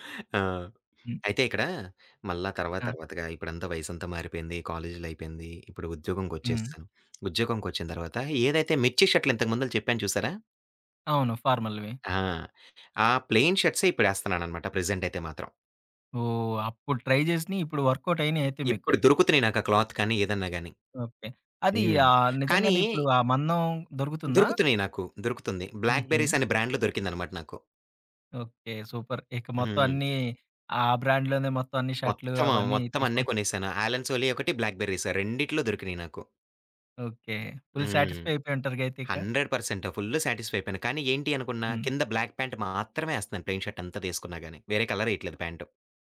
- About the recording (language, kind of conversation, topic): Telugu, podcast, నీ స్టైల్‌కు ప్రేరణ ఎవరు?
- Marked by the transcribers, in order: lip trill; in English: "ఫార్మల్‌వి"; in English: "ప్లెయిన్"; in English: "ప్రెజెంట్"; in English: "ట్రై"; in English: "వర్క్‌ఔట్"; in English: "క్లాత్"; tapping; in English: "బ్లాక్ బెర్రీస్"; in English: "బ్రాండ్‌లో"; in English: "సూపర్"; in English: "బ్రాండ్‌లోనే"; in English: "ఆలన్ సోలీ"; in English: "బ్లాక్ బెర్రీస్"; in English: "ఫుల్ సాటిస్ఫై"; in English: "హండ్రెడ్ పర్సంట్"; in English: "బ్లాక్ ప్యాంట్"; in English: "ప్లెయిన్ షర్ట్"